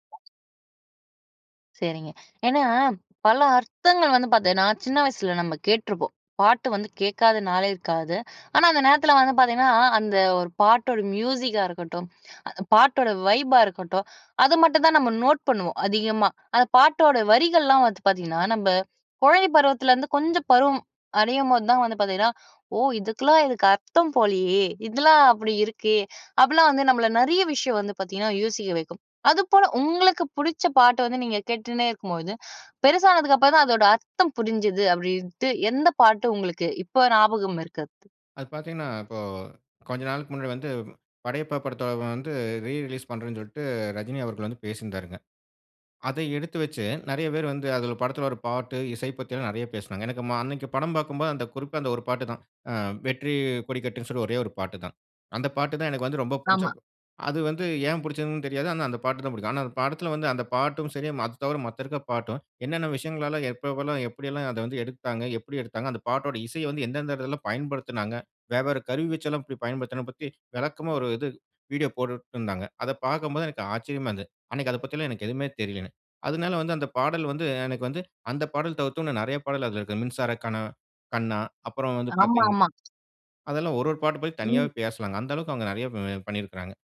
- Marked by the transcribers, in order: other background noise; in English: "வைப்பா"; "கொழந்தை" said as "குழஐ"; "போட்டுருந்தாங்க" said as "போடுட்ருந்தாங்க"; tapping
- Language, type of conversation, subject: Tamil, podcast, பாடல் வரிகள் உங்கள் நெஞ்சை எப்படித் தொடுகின்றன?